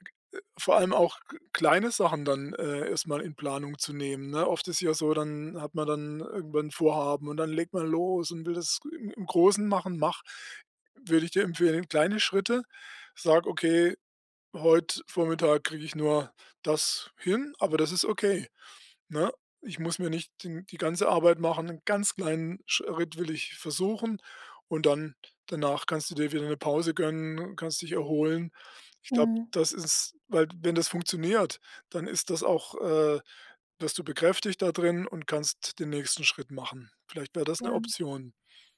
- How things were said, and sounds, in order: none
- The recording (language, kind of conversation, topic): German, advice, Warum fühle ich mich schuldig, wenn ich einfach entspanne?
- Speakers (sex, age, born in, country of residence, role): female, 25-29, Germany, Germany, user; male, 60-64, Germany, Germany, advisor